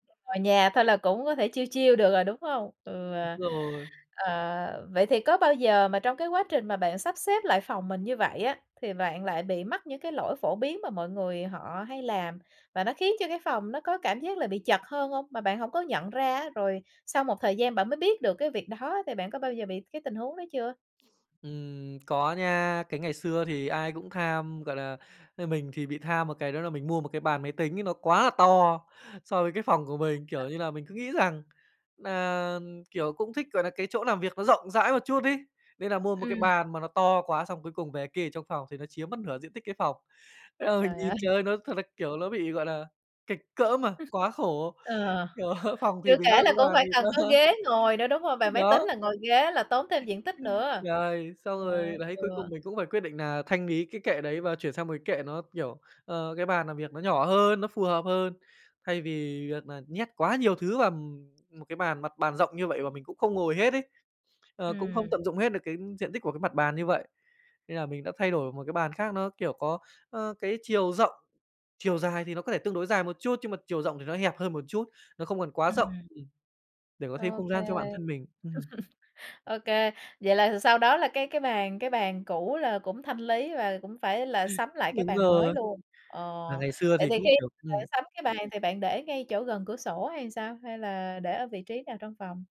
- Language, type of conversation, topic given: Vietnamese, podcast, Có cách đơn giản nào để làm căn phòng trông rộng hơn không?
- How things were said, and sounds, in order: in English: "chill chill"; other background noise; laughing while speaking: "Thế là"; laughing while speaking: "ơi"; other noise; laughing while speaking: "kiểu"; laughing while speaking: "to"; "làm" said as "nàm"; tapping; chuckle